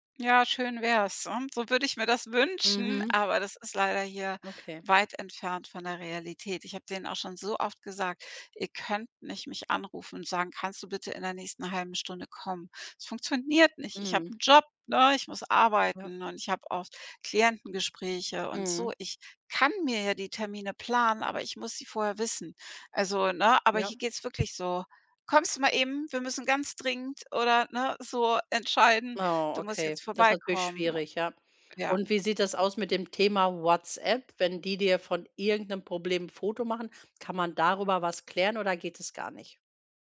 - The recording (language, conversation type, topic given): German, advice, Wie verhindern ständige Unterbrechungen deinen kreativen Fokus?
- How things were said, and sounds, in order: other background noise